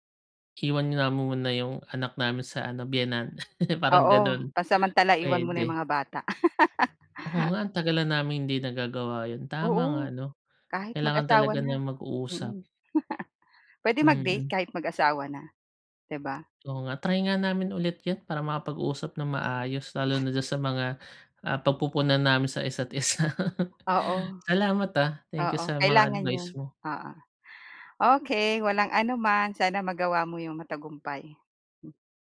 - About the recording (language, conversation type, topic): Filipino, advice, Paano ko tatanggapin ang konstruktibong puna nang hindi nasasaktan at matuto mula rito?
- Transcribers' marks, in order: laugh; laugh; chuckle; other background noise; laugh